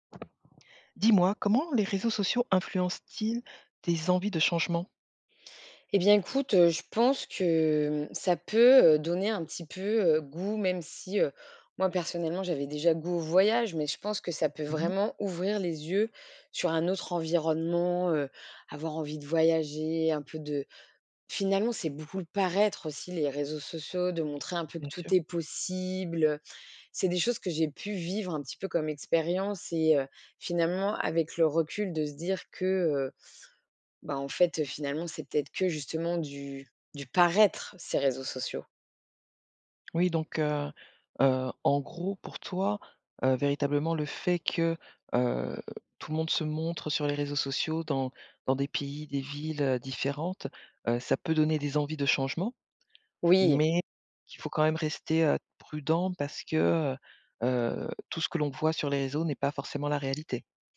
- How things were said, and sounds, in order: other background noise; stressed: "envies"; stressed: "possible"; stressed: "paraître"; tapping
- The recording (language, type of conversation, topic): French, podcast, Comment les réseaux sociaux influencent-ils nos envies de changement ?